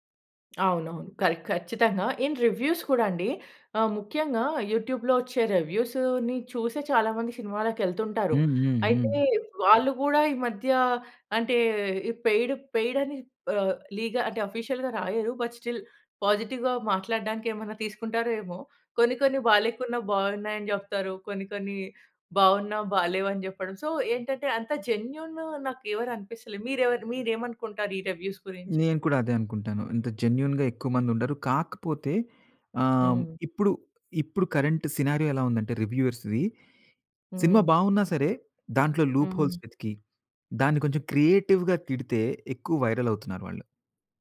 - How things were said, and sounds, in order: tapping; in English: "ఇన్ రివ్యూస్"; in English: "రెవ్యూస్‌ని"; in English: "పెయిడ్ పెయిడ్"; in English: "ఆఫీషియల్‌గా"; in English: "బట్ స్టిల్ పాజిటివ్‌గా"; in English: "సో"; in English: "జెన్యూన్"; in English: "రివ్యూస్"; in English: "జెన్యూన్‌గా"; in English: "కరెంట్ సినారియో"; in English: "రివ్యూవర్స్‌వి"; in English: "లూప్ హోల్స్"; in English: "క్రియేటివ్‌గా"; in English: "వైరల్"
- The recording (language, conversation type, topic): Telugu, podcast, సోషల్ మీడియాలో వచ్చే హైప్ వల్ల మీరు ఏదైనా కార్యక్రమం చూడాలనే నిర్ణయం మారుతుందా?